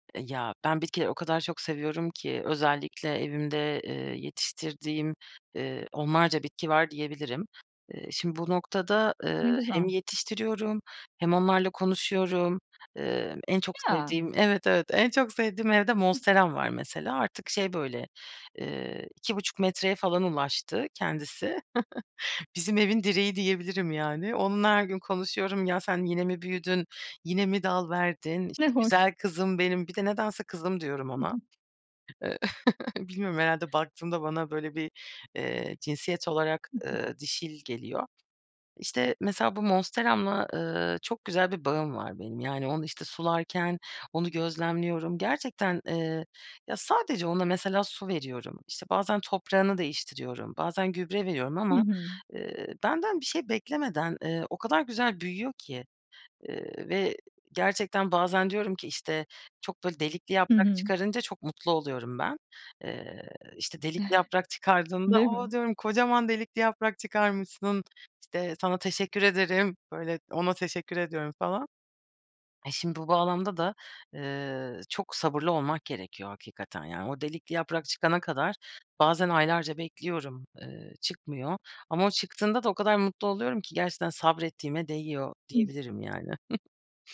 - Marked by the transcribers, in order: giggle; chuckle; other background noise; chuckle; chuckle; giggle
- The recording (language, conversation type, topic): Turkish, podcast, Doğa sana hangi hayat derslerini öğretmiş olabilir?